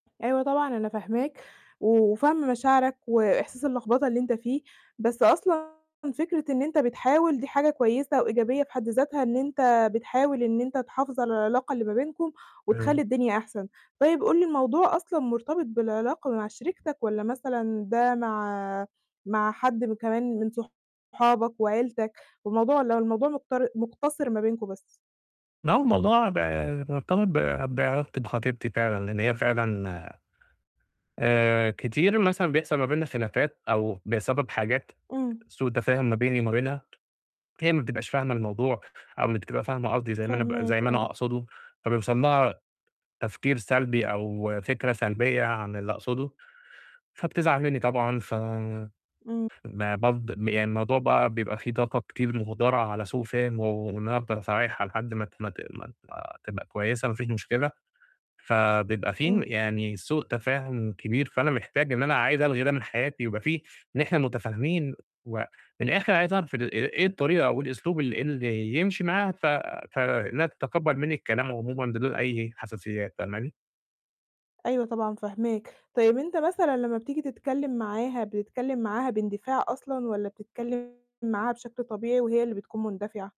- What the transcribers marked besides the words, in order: distorted speech; unintelligible speech; tapping
- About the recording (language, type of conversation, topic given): Arabic, advice, إزاي أعبّر بوضوح عن احتياجاتي من غير ما أضرّ علاقتي بالناس؟